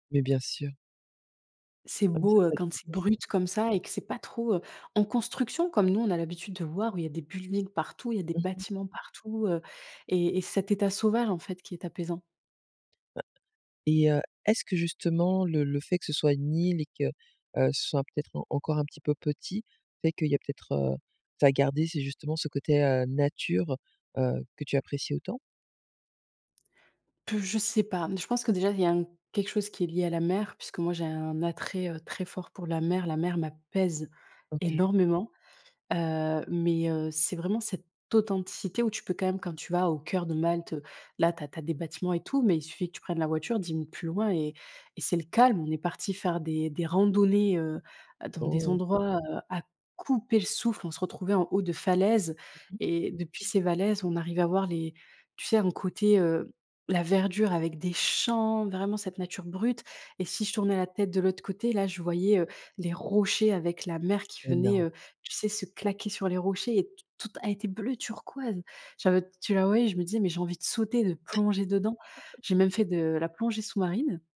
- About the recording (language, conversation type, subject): French, podcast, Quel paysage t’a coupé le souffle en voyage ?
- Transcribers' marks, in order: unintelligible speech; other background noise; tapping; stressed: "couper"; "falaises" said as "valaises"; other noise; chuckle